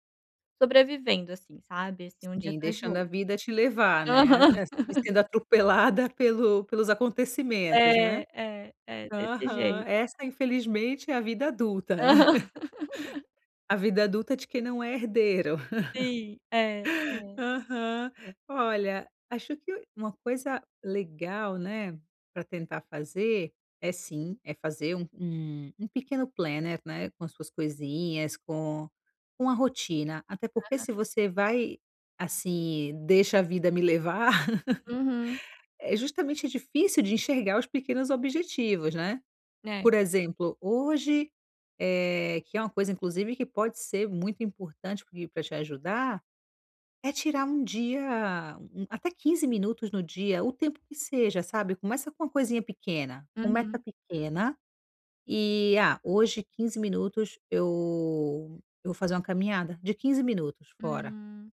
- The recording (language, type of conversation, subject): Portuguese, advice, Como posso reconhecer e celebrar pequenas vitórias diárias no caminho para os meus objetivos?
- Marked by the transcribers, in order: tapping; laugh; laughing while speaking: "atropelada"; chuckle; laugh; chuckle; in English: "planner"; chuckle